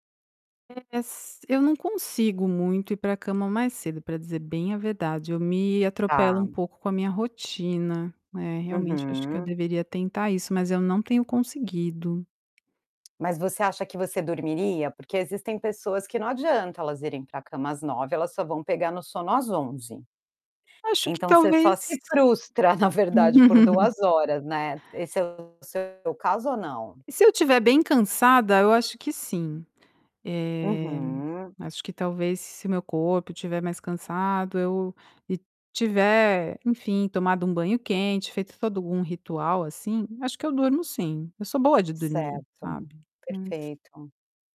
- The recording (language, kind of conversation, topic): Portuguese, advice, Por que sinto exaustão constante mesmo dormindo o suficiente?
- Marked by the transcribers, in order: distorted speech; tapping; laughing while speaking: "na verdade"; chuckle